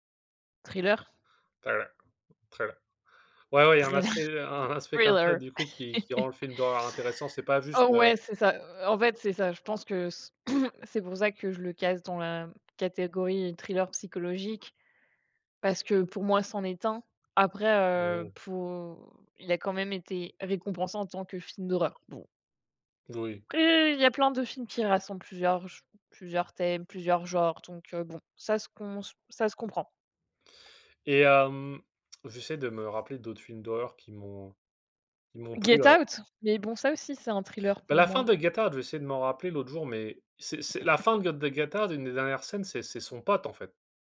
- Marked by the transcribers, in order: put-on voice: "Thriller thriller"; put-on voice: "thriller"; laugh; throat clearing; stressed: "Après"; other background noise; tsk; other noise
- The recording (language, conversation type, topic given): French, unstructured, Les récits d’horreur avec une fin ouverte sont-ils plus stimulants que ceux qui se terminent de manière définitive ?